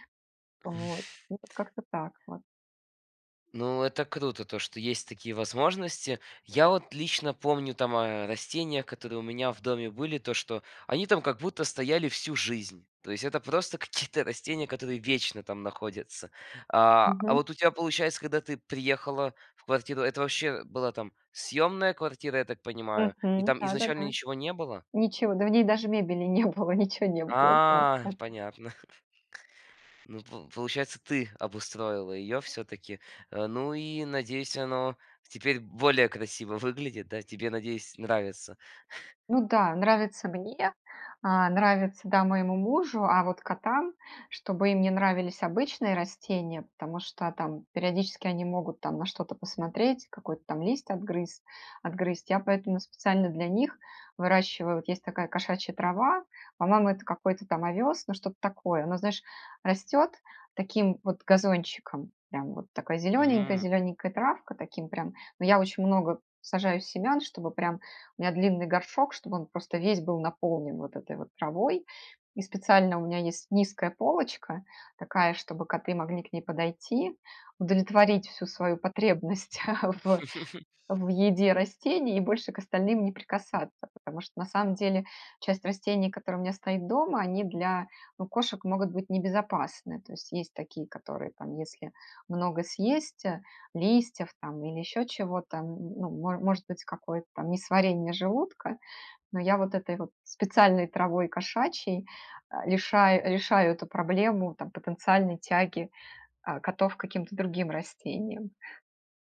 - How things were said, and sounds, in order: laughing while speaking: "какие-то"; laughing while speaking: "не было"; drawn out: "А"; chuckle; chuckle; chuckle; other background noise
- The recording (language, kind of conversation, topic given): Russian, podcast, Как лучше всего начать выращивать мини-огород на подоконнике?